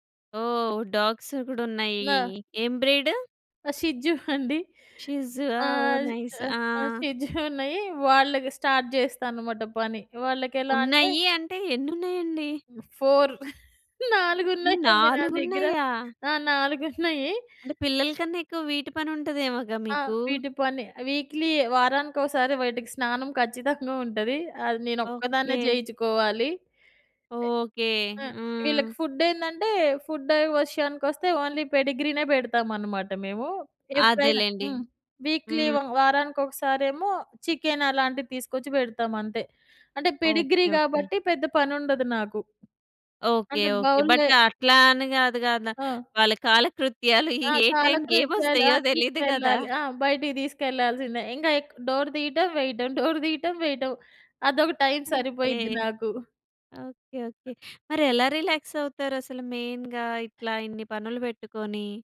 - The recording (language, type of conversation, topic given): Telugu, podcast, పనిలో ఒకే పని చేస్తున్నప్పుడు ఉత్సాహంగా ఉండేందుకు మీకు ఉపయోగపడే చిట్కాలు ఏమిటి?
- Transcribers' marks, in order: other background noise; in English: "డాగ్స్"; in English: "బ్రీడ్?"; laughing while speaking: "షిట్జూ అండి"; in English: "నైస్"; in English: "స్టార్ట్"; laughing while speaking: "ఫోర్ నాలుగు ఉన్నాయండి నా దగ్గర. ఆ! నాలుగు ఉన్నాయి"; in English: "ఫోర్"; in English: "వీక్‌లీ"; other noise; in English: "ఫుడ్"; in English: "ఫుడ్"; in English: "ఓన్లీ పెడిగ్రీనే"; in English: "వీక్‌లీ"; in English: "చికెన్"; in English: "పెడిగ్రీ"; in English: "బౌల్‌లో"; in English: "బట్"; laughing while speaking: "ఏ టైమ్‌కి ఏమి వస్తాయో తెలీదు గదా!"; in English: "డోర్"; in English: "డోర్"; in English: "రిలాక్స్"; in English: "మెయిన్‌గా?"